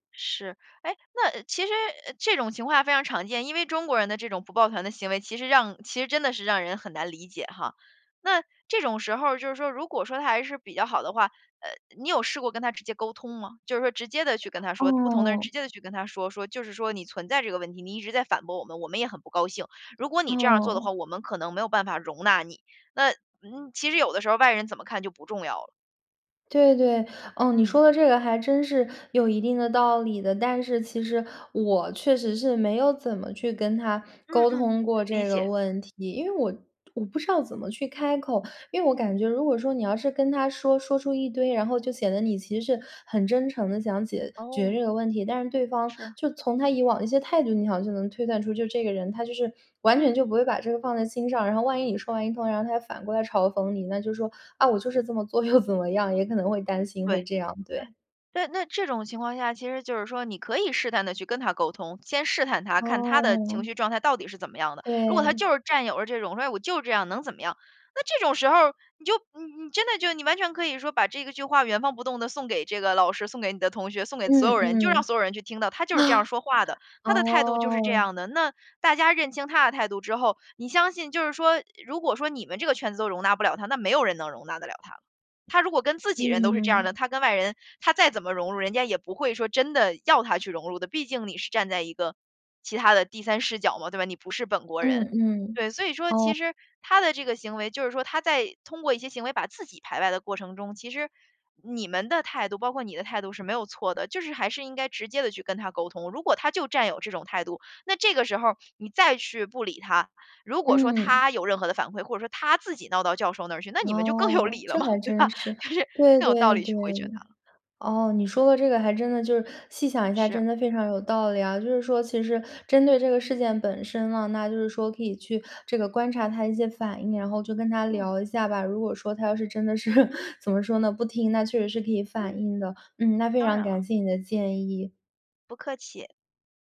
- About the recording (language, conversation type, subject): Chinese, advice, 同事在会议上公开质疑我的决定，我该如何应对？
- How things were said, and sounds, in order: other noise; other background noise; laughing while speaking: "又怎么样"; angry: "那这种时候儿你就 你真的就"; laugh; laughing while speaking: "更有理了嘛，对吧，就是"; laughing while speaking: "真的是"; laugh